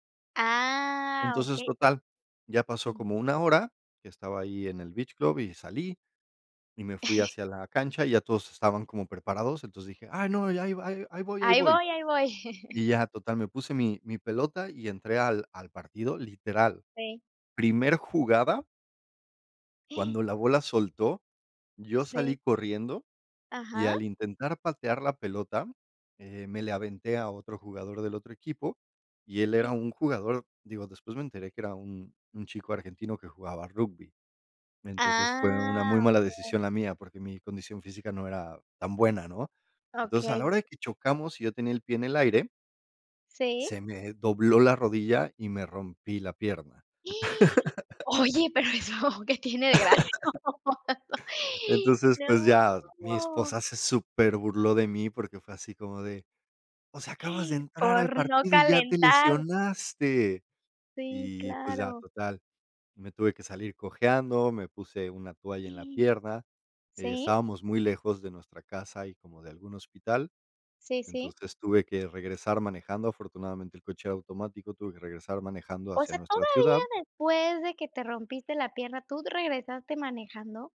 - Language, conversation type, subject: Spanish, unstructured, ¿Puedes contar alguna anécdota graciosa relacionada con el deporte?
- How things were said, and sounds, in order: in English: "beach club"; chuckle; chuckle; gasp; gasp; tapping; gasp; laugh; laughing while speaking: "eso que tiene de gracioso"; laugh; drawn out: "no"; gasp; gasp